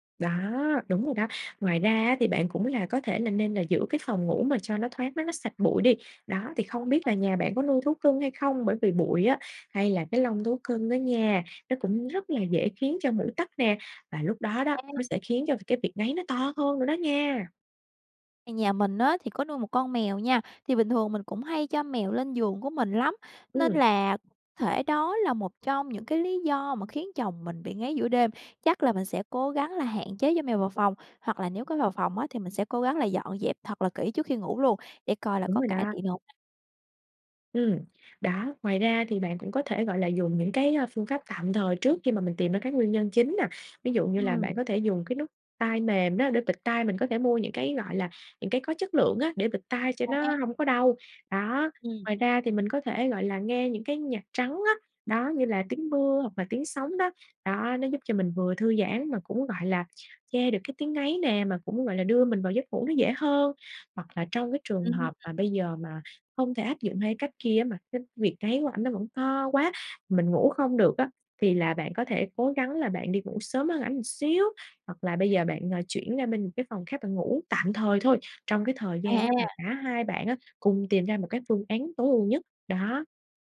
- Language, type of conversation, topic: Vietnamese, advice, Làm thế nào để xử lý tình trạng chồng/vợ ngáy to khiến cả hai mất ngủ?
- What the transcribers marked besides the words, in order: unintelligible speech; "một" said as "ừn"